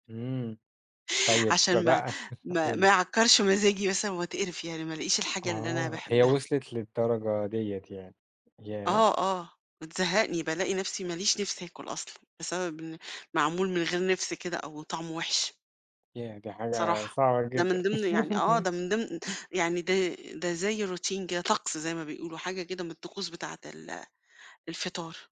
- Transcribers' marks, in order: chuckle; tapping; laugh; in English: "Routine"
- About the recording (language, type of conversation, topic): Arabic, podcast, قهوة ولا شاي الصبح؟ إيه السبب؟